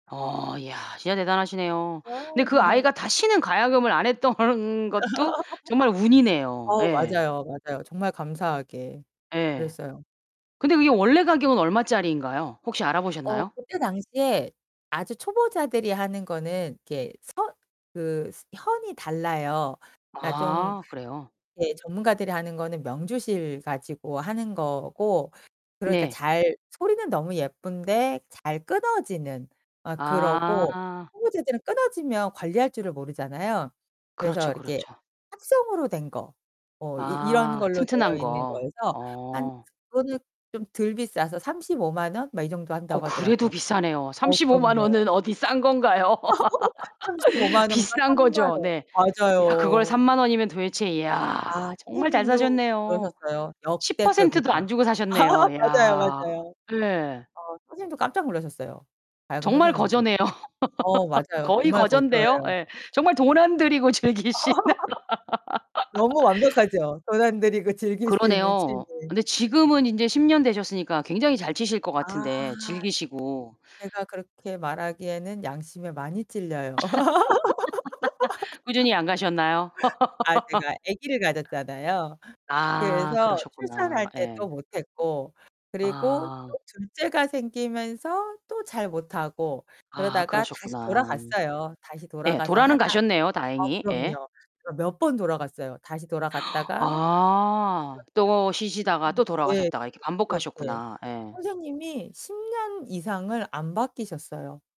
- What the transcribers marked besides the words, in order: distorted speech; laugh; laugh; other background noise; laugh; laugh; laugh; laugh; laughing while speaking: "즐기시는"; laugh; laugh; laugh; gasp; unintelligible speech
- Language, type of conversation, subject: Korean, podcast, 돈을 들이지 않고도 즐길 수 있는 취미를 추천해 주실 수 있나요?